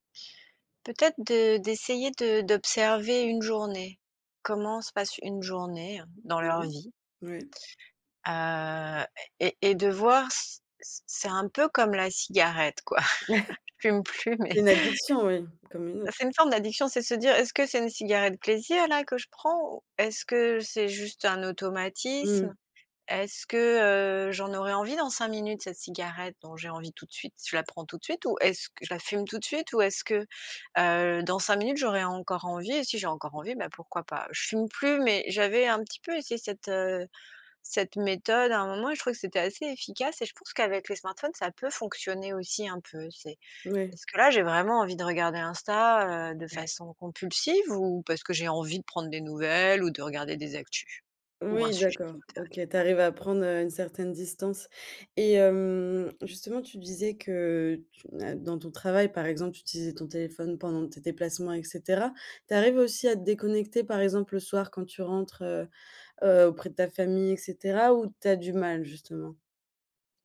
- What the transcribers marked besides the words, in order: drawn out: "Heu"; chuckle; snort; chuckle; laughing while speaking: "Je fume plus, mais"; drawn out: "heu"; drawn out: "heu"; stressed: "nouvelles"
- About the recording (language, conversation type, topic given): French, podcast, Quelles habitudes numériques t’aident à déconnecter ?